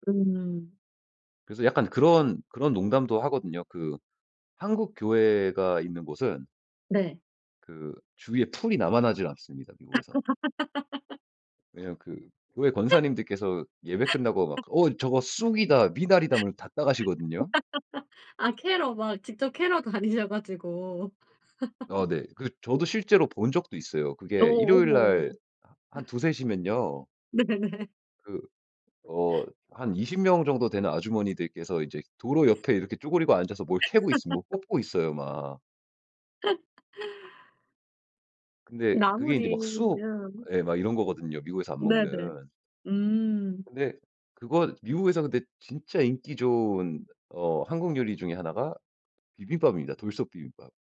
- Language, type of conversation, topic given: Korean, podcast, 채소를 더 많이 먹게 만드는 꿀팁이 있나요?
- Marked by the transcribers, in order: laugh; laugh; laugh; laugh; other background noise; laugh; laugh